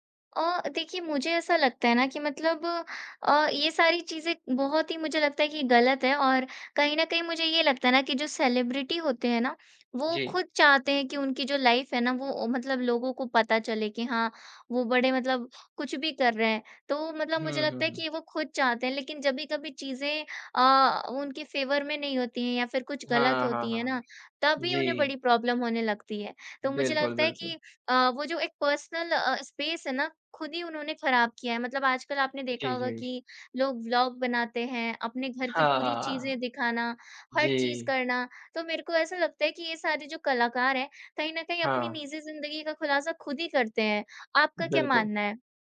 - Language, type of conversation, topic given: Hindi, unstructured, क्या कलाकारों की निजी ज़िंदगी के बारे में जरूरत से ज़्यादा खुलासा करना सही है?
- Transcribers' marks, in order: in English: "सेलेब्रिटी"; in English: "लाइफ़"; in English: "फ़ेवर"; in English: "प्रॉब्लम"; in English: "पर्सनल"; in English: "स्पेस"